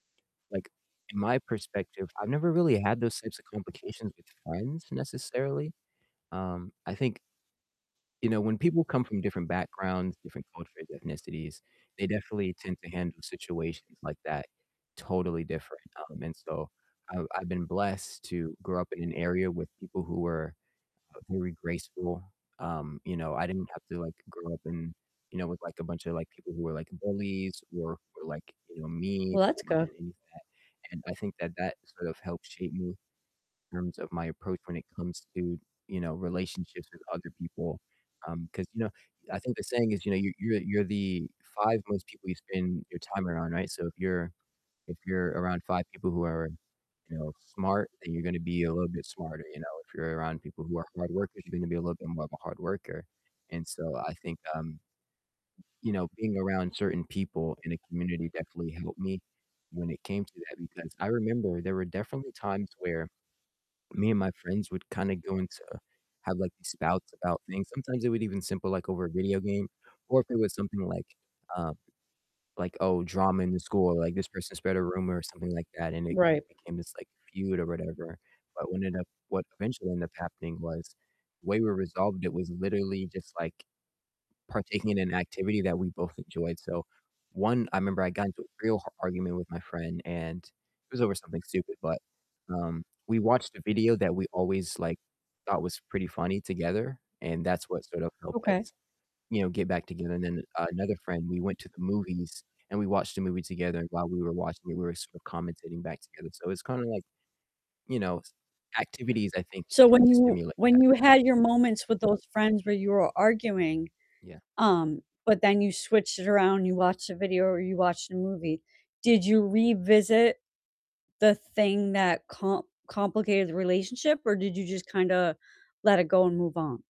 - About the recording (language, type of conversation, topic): English, unstructured, How can you tell a friend you need some space without making them feel rejected?
- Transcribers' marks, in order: static; distorted speech; tapping; other background noise; laughing while speaking: "both"